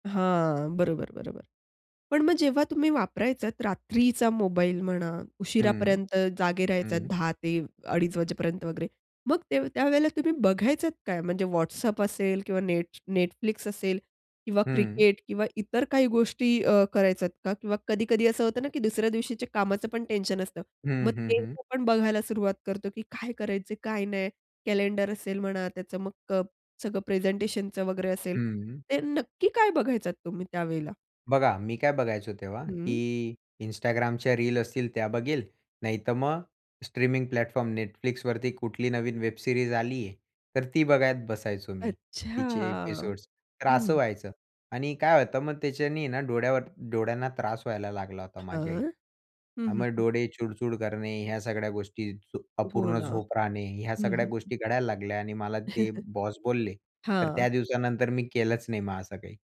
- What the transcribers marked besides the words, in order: tapping; in English: "प्लॅटफॉर्म"; in English: "वेब सीरीज"; "बघत" said as "बघायत"; in English: "एपिसोड्स"; other background noise; chuckle
- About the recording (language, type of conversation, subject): Marathi, podcast, मोबाईल वापरामुळे तुमच्या झोपेवर काय परिणाम होतो, आणि तुमचा अनुभव काय आहे?